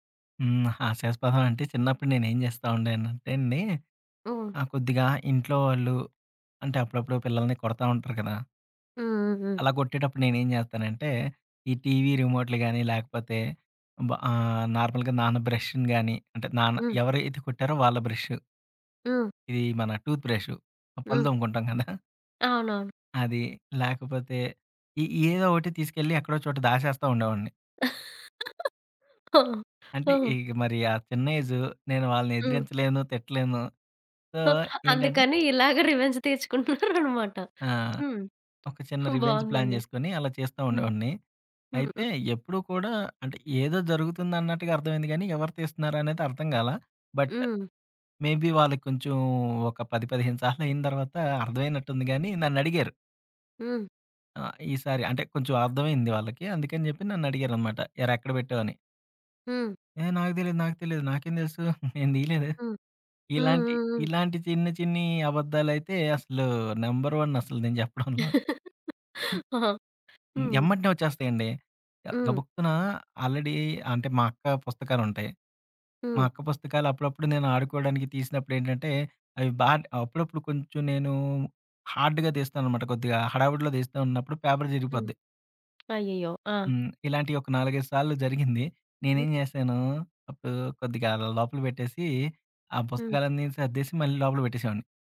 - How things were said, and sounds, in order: in English: "టీవీ రిమోట్‌లు"; in English: "నార్మల్‌గా"; in English: "బ్రష్‌ని"; laugh; in English: "సో"; in English: "రివెంజ్"; laughing while speaking: "తీర్చుకుంటున్నారు అన్నమాట"; in English: "రివెంజ్ ప్లాన్"; laughing while speaking: "బావుందండి"; in English: "బట్ మేబీ"; chuckle; in English: "నంబర్ వన్"; chuckle; laugh; other background noise; in English: "ఆల్రెడీ"; in English: "హార్డ్‌గా"; in English: "పేపర్"; tapping
- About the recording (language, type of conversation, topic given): Telugu, podcast, చిన్న అబద్ధాల గురించి నీ అభిప్రాయం ఏంటి?